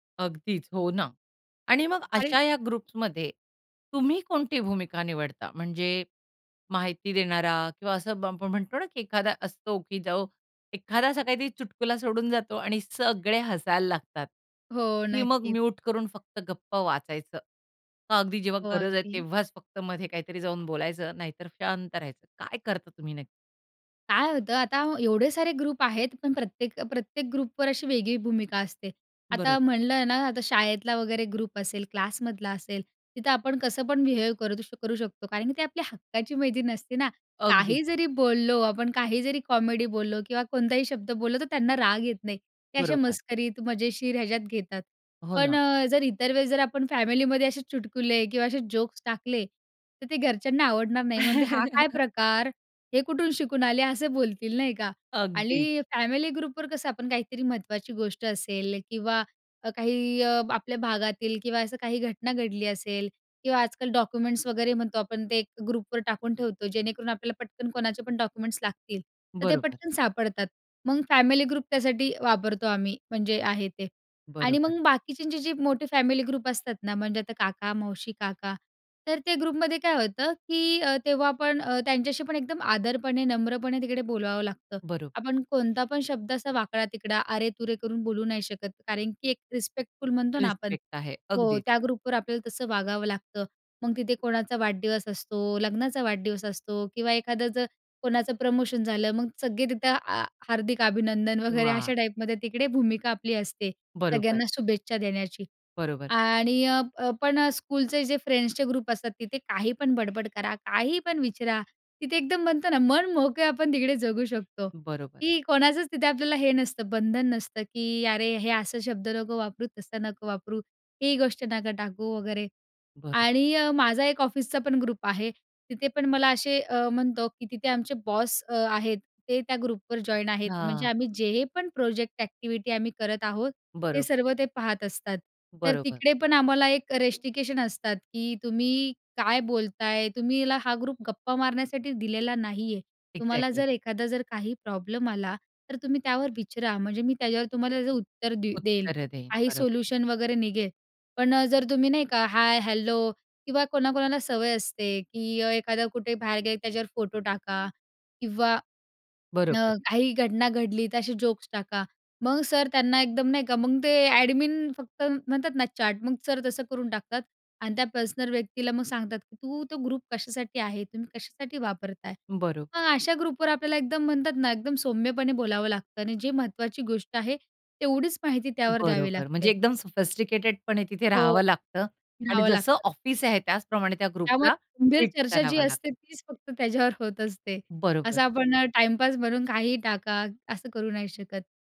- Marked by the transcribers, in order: in English: "ग्रुप्समध्ये"; in Hindi: "चुटकुला"; joyful: "सगळे हसायला लागतात"; in English: "म्युट"; in English: "क्लासमधला"; in English: "बिहेव"; joyful: "हक्काची मैत्रीण असते ना. काही जरी बोललो आपण, काही जरी कॉमेडी बोललो"; in English: "कॉमेडी"; in English: "फॅमिलीमध्ये"; in Hindi: "चुटकुले"; in English: "जोक्स"; chuckle; in English: "फॅमिली ग्रुपवर"; in English: "डॉक्युमेंट्स"; in English: "डॉक्युमेंट्स"; in English: "फॅमिली ग्रुप"; in English: "फॅमिली"; in English: "रिसपेक्ट"; in English: "रिस्पेक्टफुल"; in English: "प्रमोशन"; laughing while speaking: "वगैरे अशा टाइपमध्ये"; in English: "टाइपमध्ये"; in English: "स्कूलचे"; in English: "फ्रेंड्सचे"; joyful: "मनमोकळं आपण तिकडे जगू शकतो, की कोणाचंच तिथे आपल्याला हे नसतं"; in English: "बॉस"; in English: "जॉइन"; in English: "प्रोजेक्ट एक्टिव्हिटी"; in English: "रेस्टिकेशन"; "रिस्ट्रिक्शन" said as "रेस्टिकेशन"; in English: "इक्झॅक्टली"; in English: "प्रॉब्लेम"; in English: "सोल्युशन"; in English: "हाय, हॅलो"; in English: "जोक्स"; in English: "एडमिन"; in English: "चॅट"; in English: "पर्सनल"; in English: "सोफिस्टिकेटेडपणे"; in English: "ग्रुपला ट्रीट"; laughing while speaking: "त्याच्यावर होत असते"; in English: "टाईमपास"
- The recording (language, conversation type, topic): Marathi, podcast, ग्रुप चॅटमध्ये तुम्ही कोणती भूमिका घेतता?